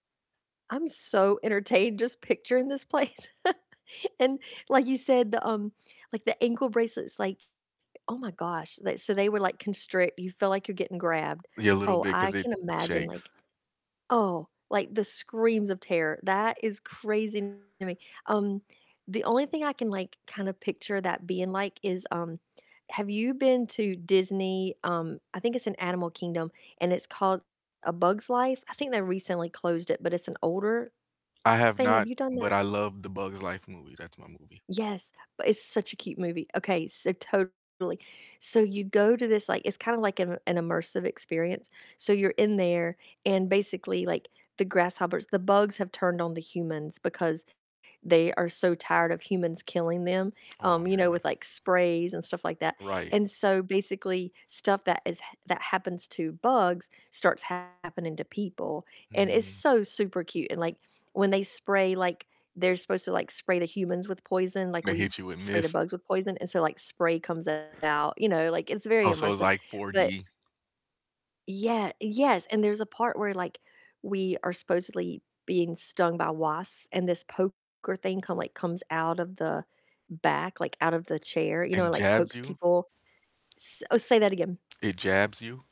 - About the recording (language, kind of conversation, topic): English, unstructured, How do you introduce out-of-town friends to the most authentic local flavors and spots in your area?
- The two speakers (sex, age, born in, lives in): female, 50-54, United States, United States; male, 30-34, United States, United States
- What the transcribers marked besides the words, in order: chuckle; tapping; distorted speech; other background noise; static